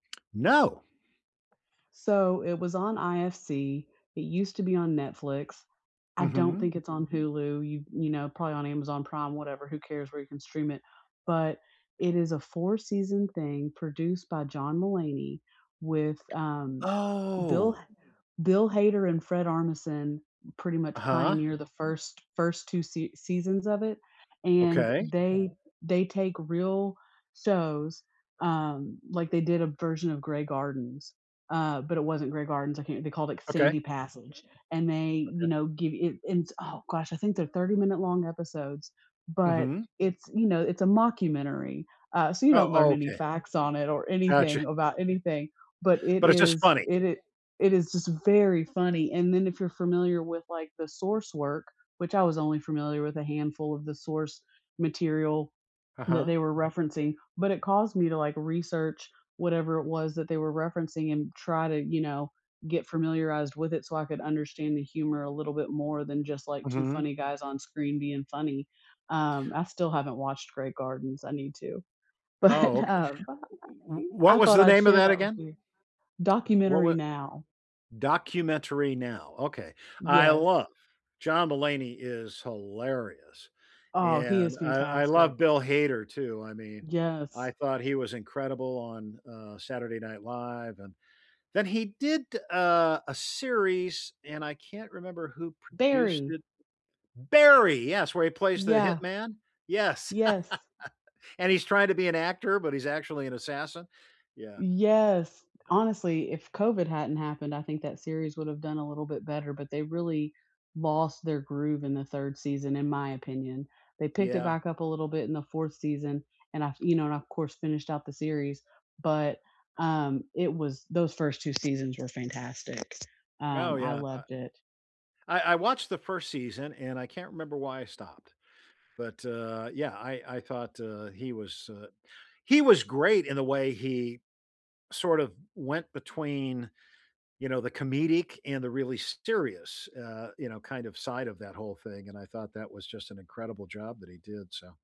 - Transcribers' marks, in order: other background noise; drawn out: "Oh"; inhale; laughing while speaking: "But, uh"; background speech; stressed: "Barry"; laugh; tapping
- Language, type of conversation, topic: English, unstructured, What is the most surprising thing you have learned from a documentary?
- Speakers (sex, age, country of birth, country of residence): female, 40-44, United States, United States; male, 70-74, United States, United States